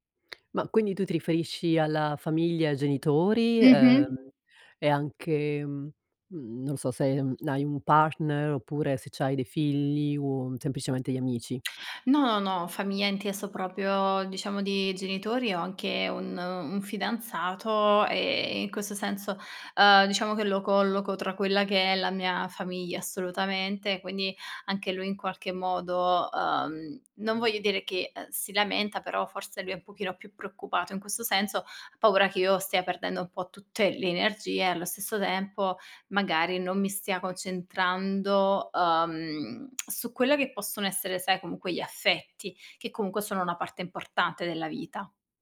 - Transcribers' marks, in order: tongue click
- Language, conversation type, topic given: Italian, advice, Come posso gestire il senso di colpa per aver trascurato famiglia e amici a causa del lavoro?